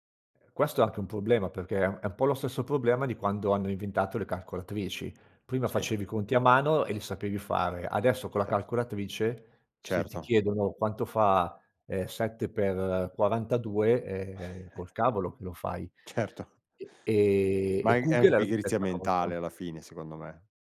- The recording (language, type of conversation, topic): Italian, podcast, Come possiamo capire se l’uso dei social è diventato una dipendenza?
- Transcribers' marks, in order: chuckle